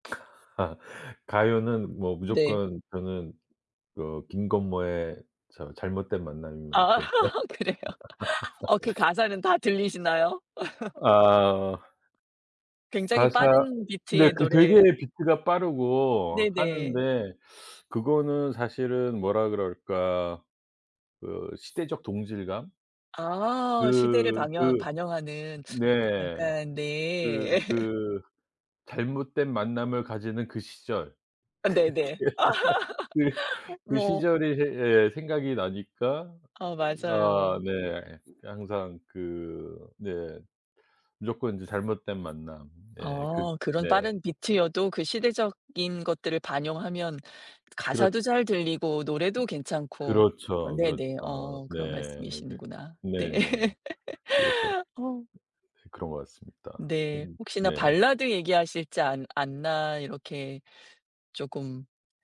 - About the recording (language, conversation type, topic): Korean, podcast, 좋아하는 음악 장르는 무엇이고, 왜 좋아하시나요?
- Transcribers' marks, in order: other background noise; tapping; laugh; laughing while speaking: "그래요?"; laughing while speaking: "좋아합니다"; laugh; laugh; laughing while speaking: "그게 그"; laugh; laughing while speaking: "네"; laugh